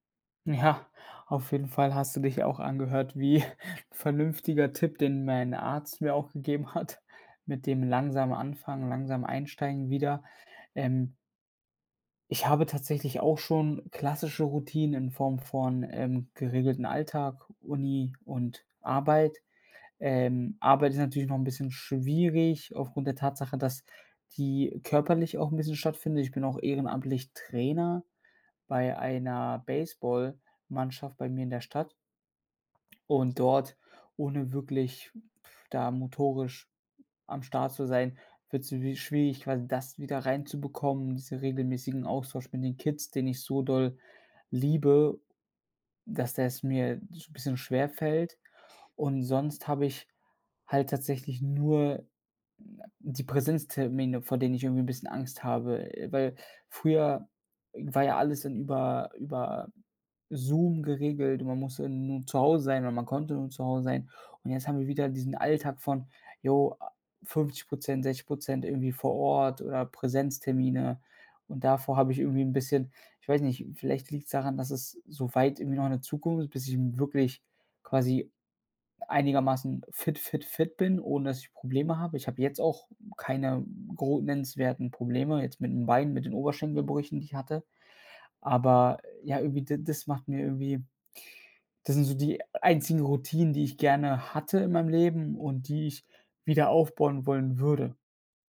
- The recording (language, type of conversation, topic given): German, advice, Wie kann ich nach einer Krankheit oder Verletzung wieder eine Routine aufbauen?
- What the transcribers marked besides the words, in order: laughing while speaking: "wie"; other background noise; blowing